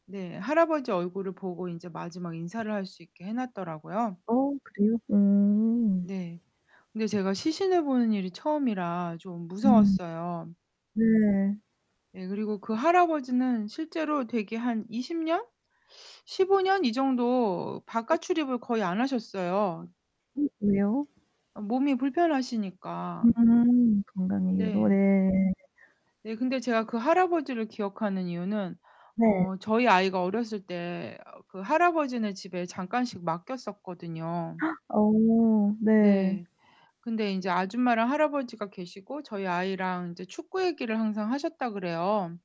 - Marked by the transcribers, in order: static; distorted speech; other background noise; gasp
- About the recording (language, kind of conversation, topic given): Korean, unstructured, 어떤 순간에 삶의 소중함을 느끼시나요?